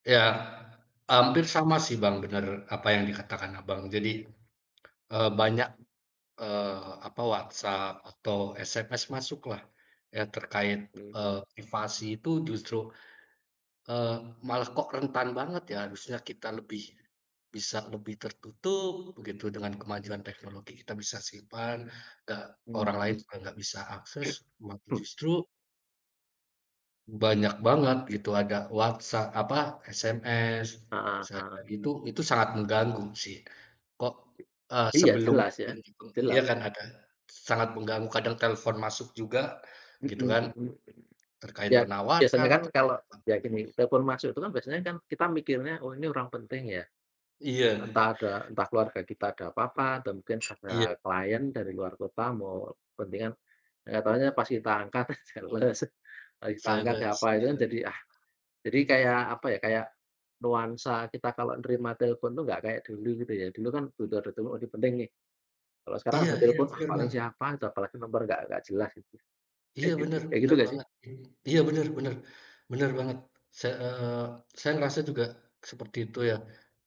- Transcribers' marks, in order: other background noise; unintelligible speech; unintelligible speech; other noise; laughing while speaking: "enggak jelas"; in English: "Sales"; chuckle
- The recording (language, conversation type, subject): Indonesian, unstructured, Bagaimana pendapatmu tentang pengawasan pemerintah melalui teknologi?